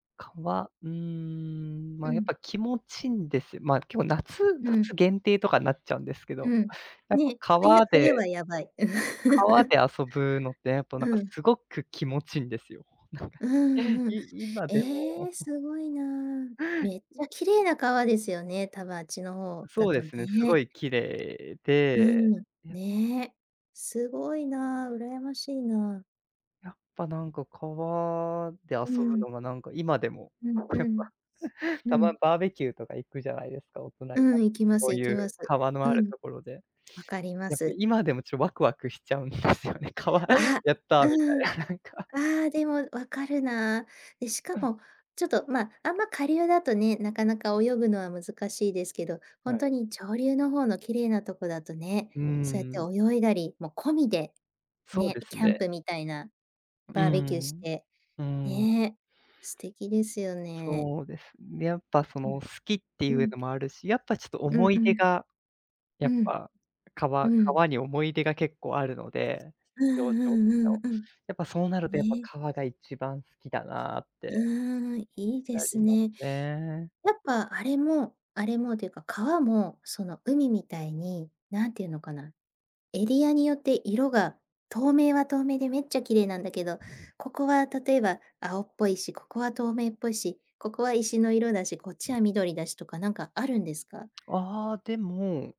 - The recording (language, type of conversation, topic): Japanese, unstructured, 自然の中で一番好きな場所はどこですか？
- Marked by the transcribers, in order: chuckle; chuckle; tapping; other background noise; chuckle; laughing while speaking: "しちゃうんですよね"; laughing while speaking: "なんか"; cough